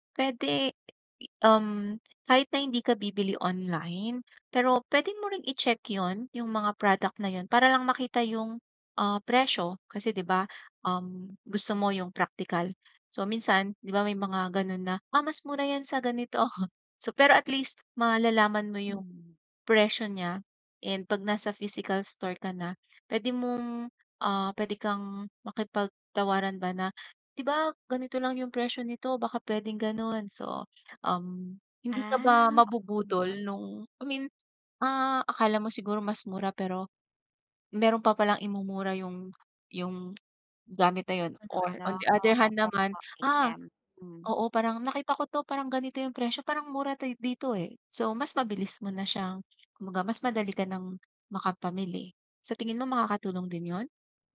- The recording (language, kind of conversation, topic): Filipino, advice, Bakit ako nalilito kapag napakaraming pagpipilian sa pamimili?
- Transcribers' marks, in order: tapping; laughing while speaking: "ganito"; other background noise